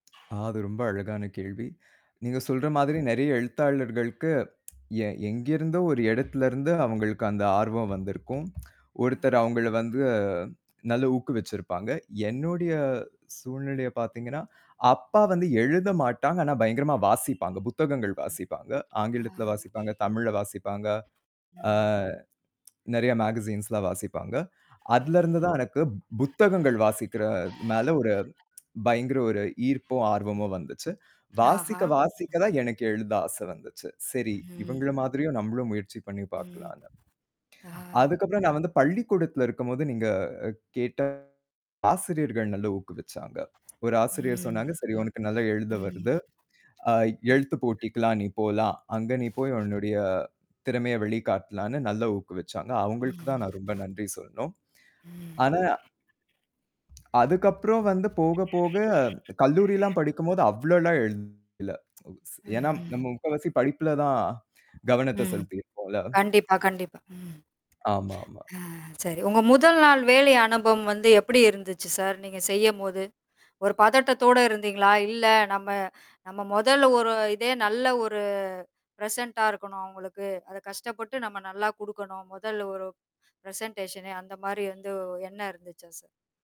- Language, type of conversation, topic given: Tamil, podcast, உங்களுடைய முதல் வேலை அனுபவம் எப்படி இருந்தது?
- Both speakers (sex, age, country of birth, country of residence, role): female, 40-44, India, India, host; male, 25-29, India, India, guest
- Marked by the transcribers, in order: other background noise; lip smack; lip smack; other noise; unintelligible speech; lip smack; in English: "மெகசீன்ஸ்லா"; static; tsk; distorted speech; tsk; lip smack; tsk; tapping; drawn out: "ஒரு"; in English: "ப்ரெசென்ட்டா"; in English: "ப்ரெசண்டேஷன்னு"